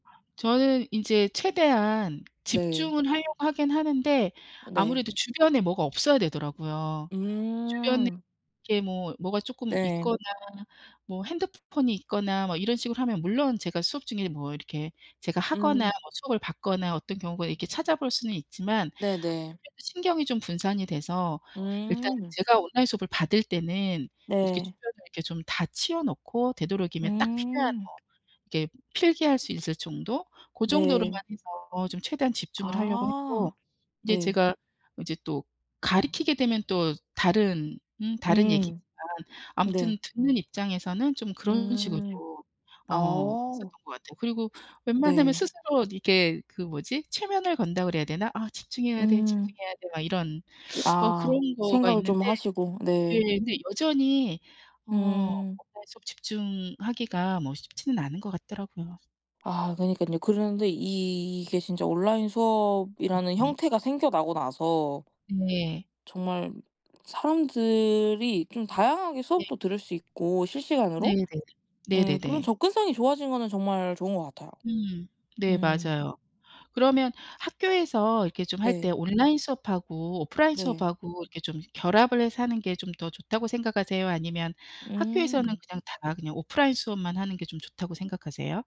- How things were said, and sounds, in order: unintelligible speech; tapping; other background noise
- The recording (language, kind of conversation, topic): Korean, unstructured, 온라인 수업이 대면 수업과 어떤 점에서 다르다고 생각하나요?